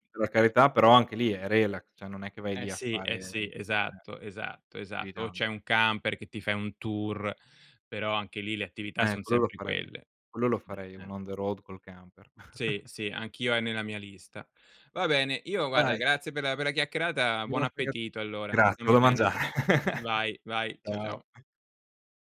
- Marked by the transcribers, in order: "cioè" said as "ceh"; chuckle; "chiacchierata" said as "chiaccherata"; unintelligible speech; chuckle
- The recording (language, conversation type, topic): Italian, unstructured, Cosa preferisci tra mare, montagna e città?